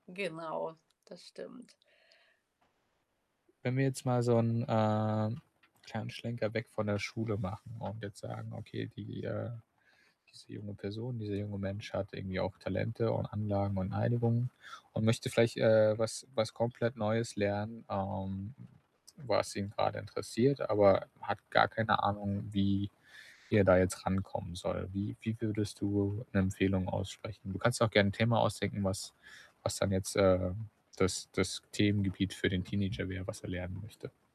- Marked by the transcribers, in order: static; drawn out: "ähm"; other background noise
- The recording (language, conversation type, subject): German, podcast, Welchen Rat würdest du einem Teenager zum selbstständigen Lernen geben?